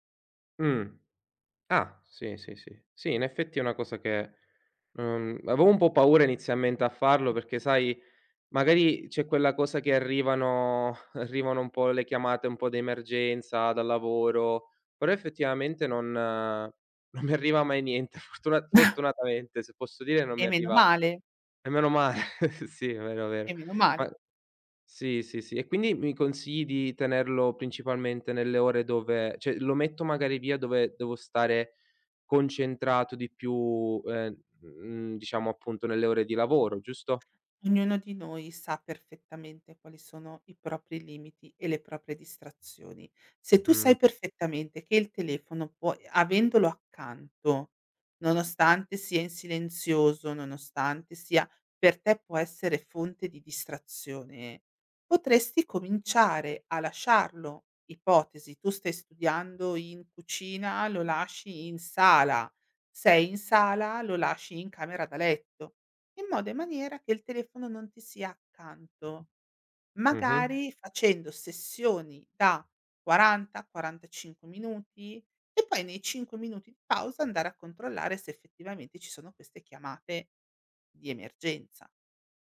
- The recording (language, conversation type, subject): Italian, advice, Perché continuo a procrastinare su compiti importanti anche quando ho tempo disponibile?
- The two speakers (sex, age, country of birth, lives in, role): female, 40-44, Italy, Spain, advisor; male, 20-24, Italy, Italy, user
- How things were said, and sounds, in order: chuckle; laughing while speaking: "non mi arriva mai niente. Fortuna"; chuckle; laughing while speaking: "male. Sì"; chuckle; "cioè" said as "ceh"; "proprie" said as "propie"